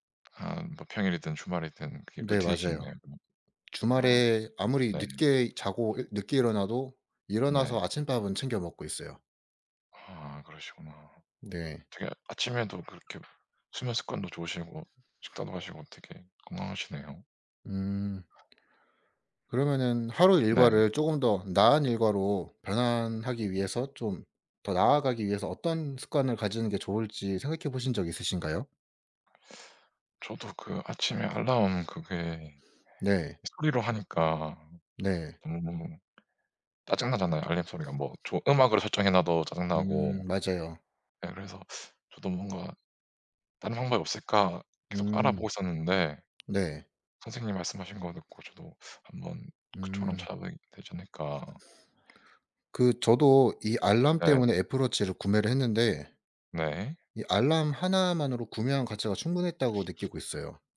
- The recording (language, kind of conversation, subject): Korean, unstructured, 오늘 하루는 보통 어떻게 시작하세요?
- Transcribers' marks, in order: unintelligible speech; tapping; other background noise